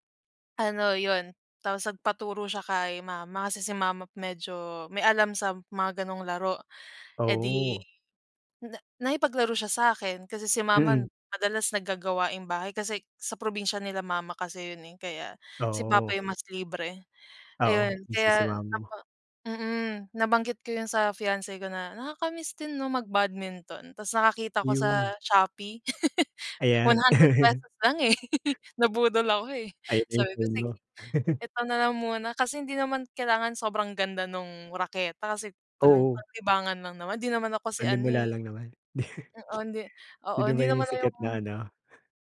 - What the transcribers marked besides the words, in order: other background noise; tapping; chuckle; laugh; chuckle; chuckle
- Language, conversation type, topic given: Filipino, unstructured, Ano ang pinaka-nakakatuwang nangyari sa iyo habang ginagawa mo ang paborito mong libangan?